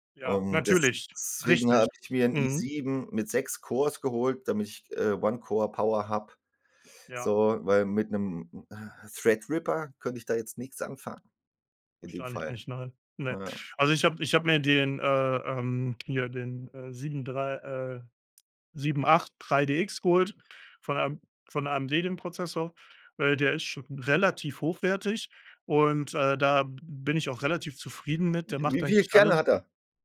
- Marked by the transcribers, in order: none
- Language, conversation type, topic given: German, unstructured, Hast du ein Hobby, das dich richtig begeistert?